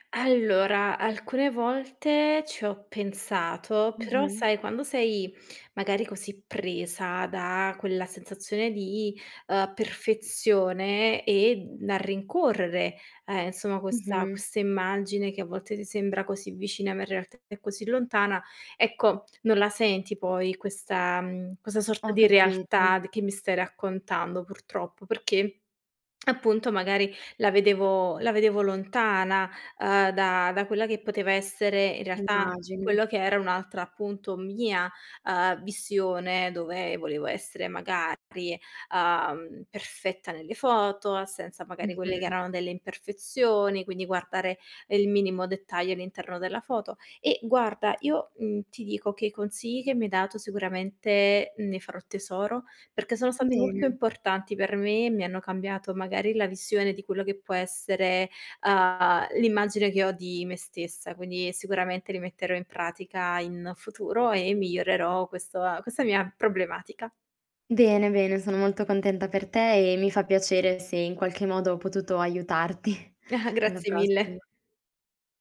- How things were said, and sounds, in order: other background noise; "visione" said as "vissione"; laughing while speaking: "aiutarti"; giggle
- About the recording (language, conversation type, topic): Italian, advice, Come descriveresti la pressione di dover mantenere sempre un’immagine perfetta al lavoro o sui social?